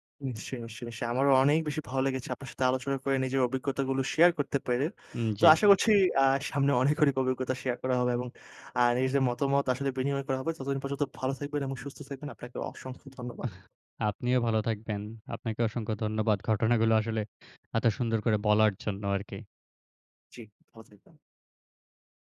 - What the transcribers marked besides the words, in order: laughing while speaking: "অনেক, অনেক অভিজ্ঞতা share"; chuckle
- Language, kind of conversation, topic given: Bengali, podcast, কনসার্টে কি আপনার নতুন বন্ধু হওয়ার কোনো গল্প আছে?